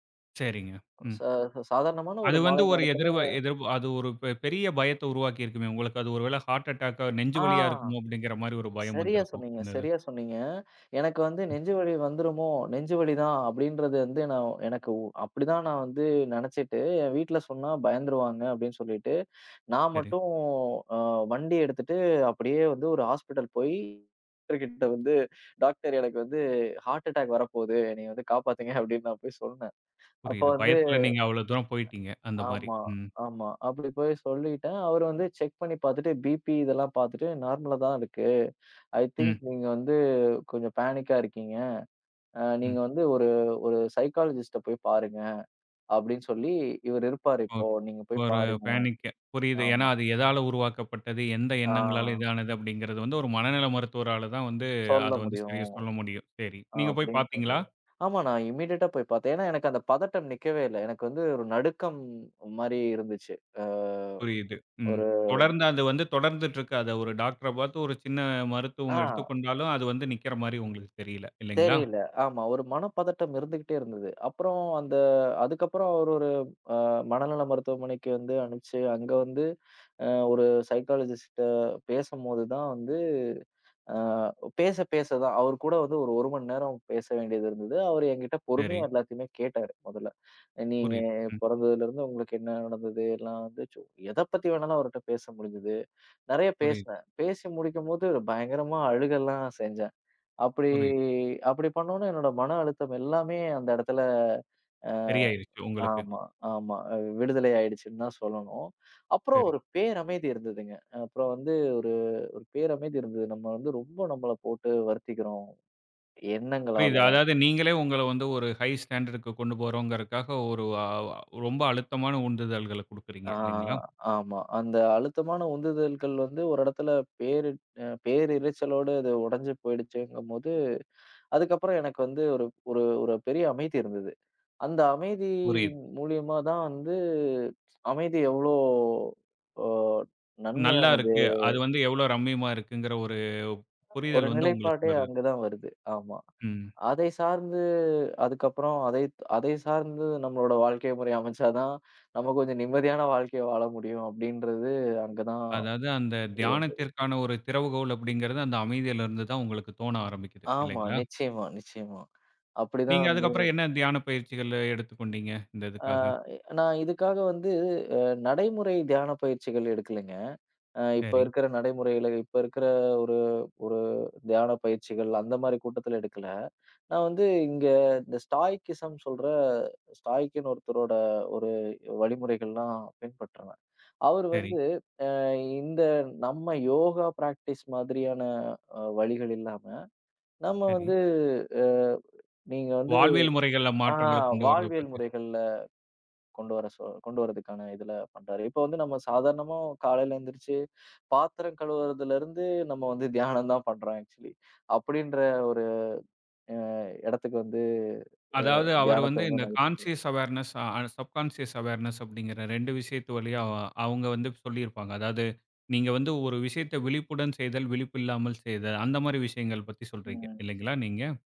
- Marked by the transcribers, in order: other background noise; other noise; laughing while speaking: "டாக்டர் கிட்ட வந்து டாக்டர் எனக்கு … நான் போய்ச் சொன்னேன்"; tapping; in English: "செக்"; in English: "நார்மலாதான்"; in English: "ஐ திங்க்"; in English: "பேனிக்கா"; in English: "சைகலிஸ்ட்டா"; in English: "பேனிக்"; in English: "இம்மீடியெட்டா"; in English: "சைகலிஸ்ட்"; in English: "ஹை ஸ்டாண்டர்டுக்கு"; "போனும்ங்கறதுக்காக" said as "போறவங்கருக்காக"; tsk; laughing while speaking: "முறை அமைச்சா தான், நம்ம கொஞ்சம் நிம்மதியான வாழ்க்கை வாழ முடியும்"; in English: "யோகா ப்ராக்ட்டிஸ்"; laughing while speaking: "இப்போ வந்து நம்ம சாதாரணமா காலையில … தான் பண்றோம் ஆக்ச்சுவலி"; in English: "ஆக்ச்சுவலி"; in English: "கான்ஷியஸ் அவார்னஸ் சப்கான்ஷியஸ் அவார்னஸ்"; unintelligible speech
- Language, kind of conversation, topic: Tamil, podcast, சிறு குழந்தைகளுடன் தியானத்தை எப்படி பயிற்சி செய்யலாம்?